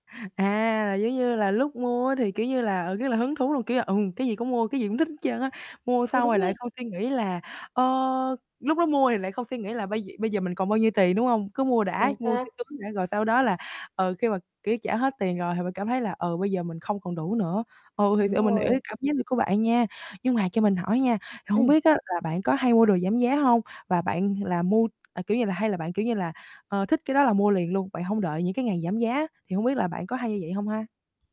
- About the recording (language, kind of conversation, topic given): Vietnamese, advice, Làm sao để mua sắm phù hợp với ngân sách hàng tháng?
- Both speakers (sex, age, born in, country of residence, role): female, 18-19, Vietnam, Vietnam, advisor; female, 25-29, Vietnam, Vietnam, user
- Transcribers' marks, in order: static; distorted speech; tapping